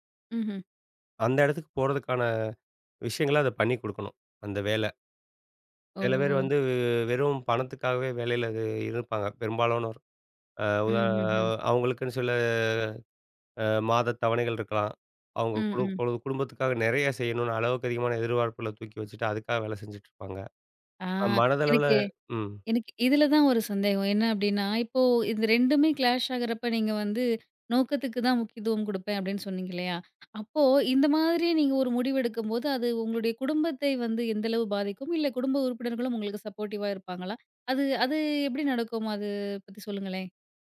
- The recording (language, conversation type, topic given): Tamil, podcast, பணம் அல்லது வாழ்க்கையின் அர்த்தம்—உங்களுக்கு எது முக்கியம்?
- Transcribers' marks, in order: other noise; in English: "கிளாஷ்"; in English: "சப்போர்டிவா"